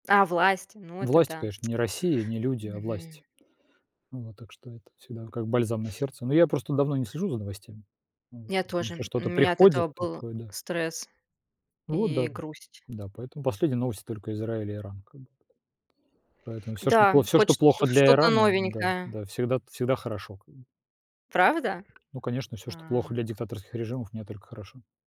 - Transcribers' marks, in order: tongue click
- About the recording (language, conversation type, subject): Russian, unstructured, Насколько важно обсуждать новости с друзьями или семьёй?